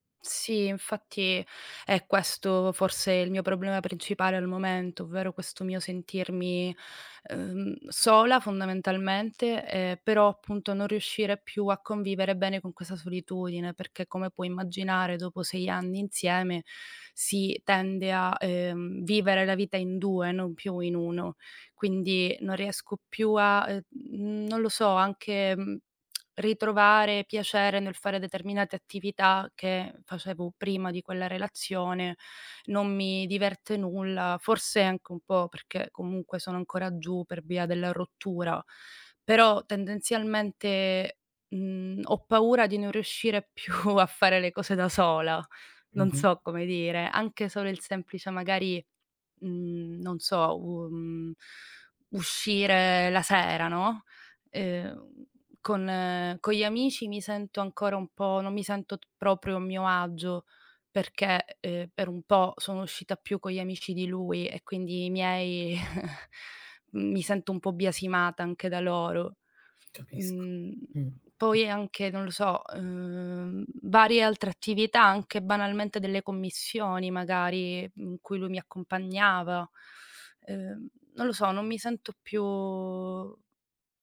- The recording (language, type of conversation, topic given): Italian, advice, Come puoi ritrovare la tua identità dopo una lunga relazione?
- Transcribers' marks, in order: tongue click; laughing while speaking: "più"; chuckle; other background noise; drawn out: "più"